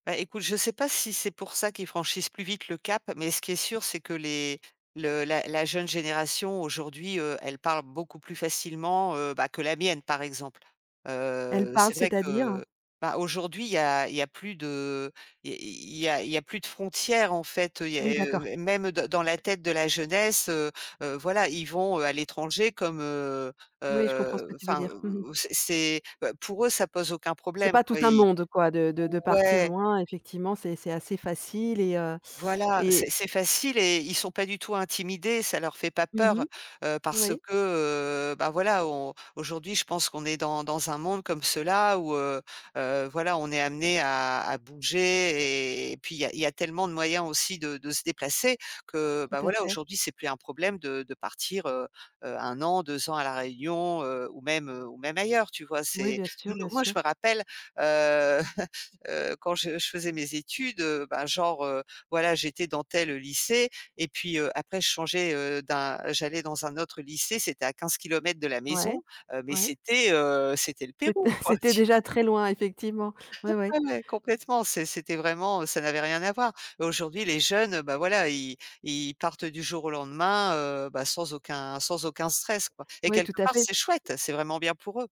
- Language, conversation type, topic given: French, podcast, Est-ce que tu trouves que les réseaux sociaux rapprochent ou éloignent les gens ?
- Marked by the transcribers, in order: chuckle; chuckle; laughing while speaking: "tu vois ?"; chuckle; other background noise